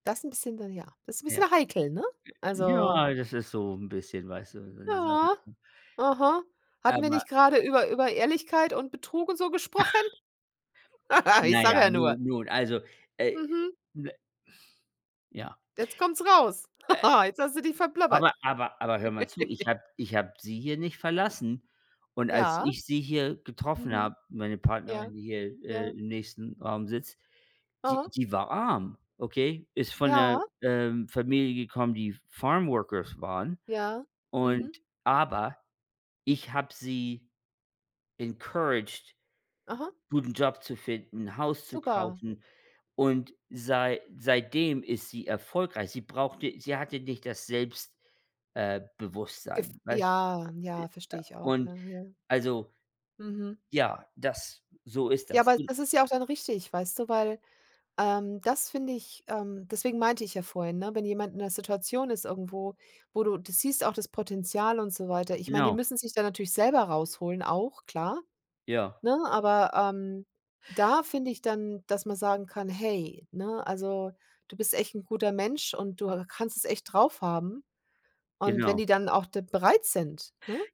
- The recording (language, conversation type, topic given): German, unstructured, Findest du, dass Geld ein Tabuthema ist, und warum oder warum nicht?
- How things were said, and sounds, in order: other background noise; chuckle; chuckle; giggle; in English: "F Farmworkers"; in English: "encouraged"; unintelligible speech; unintelligible speech